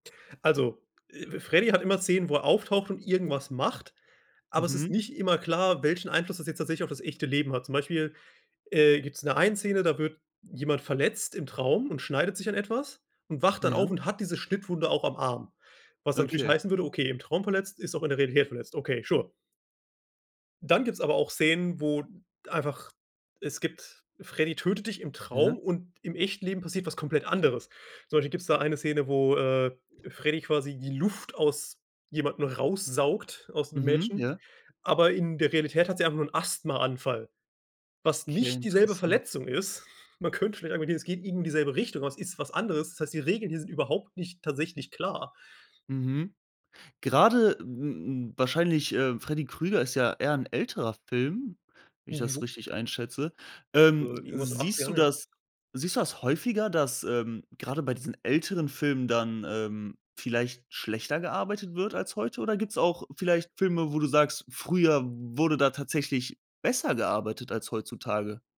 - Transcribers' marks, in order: in English: "sure"; other background noise; tapping; snort
- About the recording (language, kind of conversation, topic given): German, podcast, Was macht für dich eine gute Filmgeschichte aus?